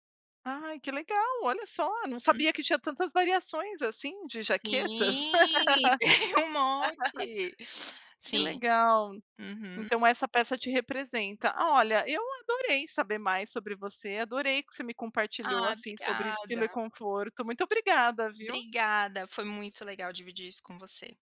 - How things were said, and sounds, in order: drawn out: "Sim"; laughing while speaking: "tem"; laugh; tapping
- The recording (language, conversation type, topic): Portuguese, podcast, Como você equilibra conforto e estilo?